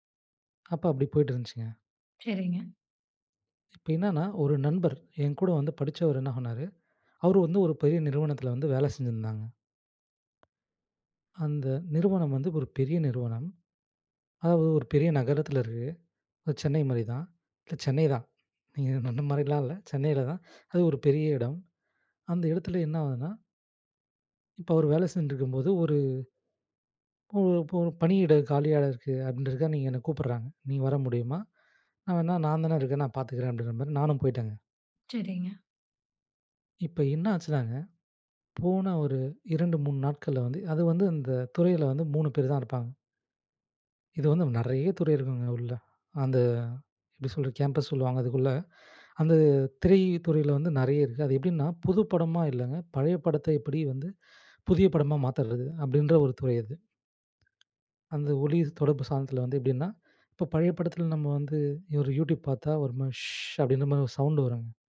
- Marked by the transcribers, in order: tapping; in English: "கேம்பஸ்"; other background noise
- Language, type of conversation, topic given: Tamil, podcast, தோல்விகள் உங்கள் படைப்பை எவ்வாறு மாற்றின?